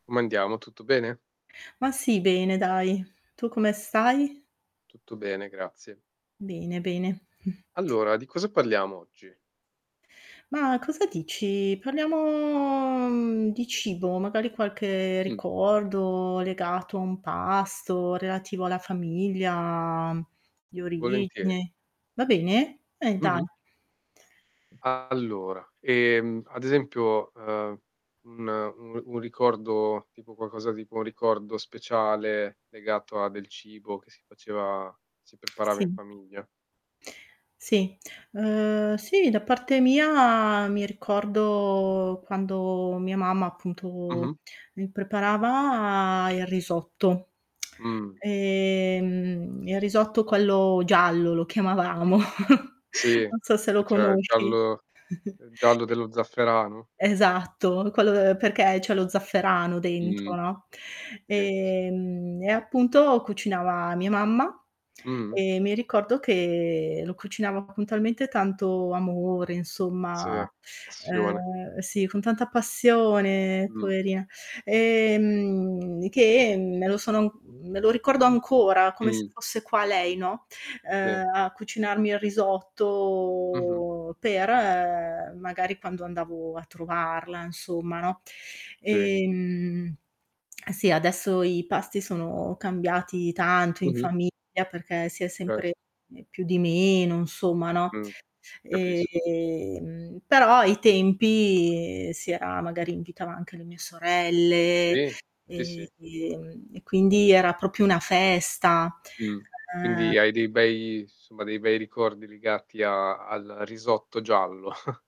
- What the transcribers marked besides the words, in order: distorted speech; chuckle; drawn out: "dici? Parliamo"; tapping; drawn out: "famiglia"; other background noise; "Okay" said as "Okké"; drawn out: "mia"; drawn out: "ricordo"; drawn out: "appunto"; drawn out: "preparava"; chuckle; chuckle; drawn out: "che"; stressed: "passione"; drawn out: "passione"; drawn out: "risotto per"; drawn out: "tempi"; chuckle
- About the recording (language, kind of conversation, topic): Italian, unstructured, Qual è un ricordo speciale legato a un pasto in famiglia?
- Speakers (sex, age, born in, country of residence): female, 55-59, Italy, Italy; male, 25-29, Italy, Italy